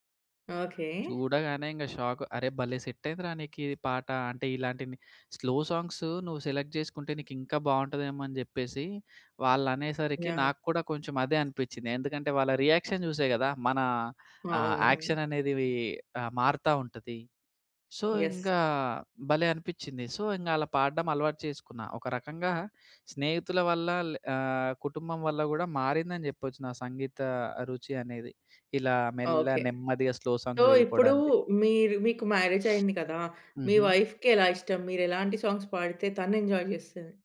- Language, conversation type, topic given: Telugu, podcast, స్నేహితులు లేదా కుటుంబ సభ్యులు మీ సంగీత రుచిని ఎలా మార్చారు?
- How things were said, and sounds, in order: other background noise; in English: "సెట్"; in English: "స్లో"; in English: "సెలెక్ట్"; in English: "రియాక్షన్"; in English: "యాక్షన్"; in English: "యెస్"; in English: "సో"; in English: "సో"; tapping; in English: "సో"; in English: "మ్యారేజ్"; in English: "స్లో సాంగ్స్"; in English: "వైఫ్‌కి"; sniff; in English: "సాంగ్స్"